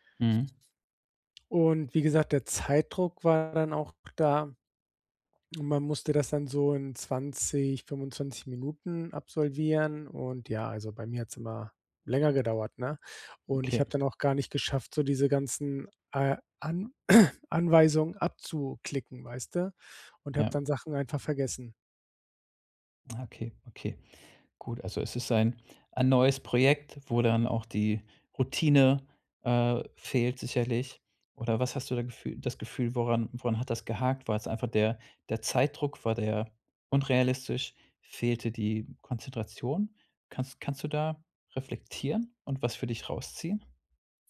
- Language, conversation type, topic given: German, advice, Wie kann ich einen Fehler als Lernchance nutzen, ohne zu verzweifeln?
- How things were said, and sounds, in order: throat clearing; "anzuklicken" said as "abzuklicken"